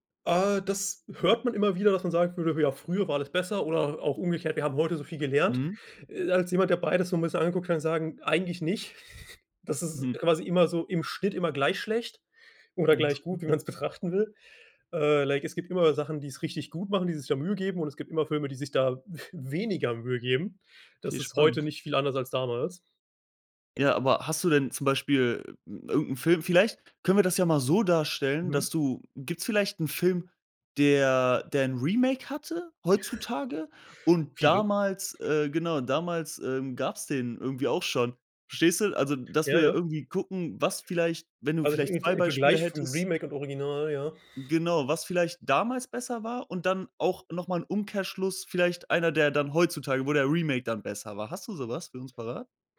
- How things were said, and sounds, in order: chuckle; laughing while speaking: "wie"; in English: "like"; chuckle; tapping; other background noise; unintelligible speech; snort
- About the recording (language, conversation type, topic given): German, podcast, Was macht für dich eine gute Filmgeschichte aus?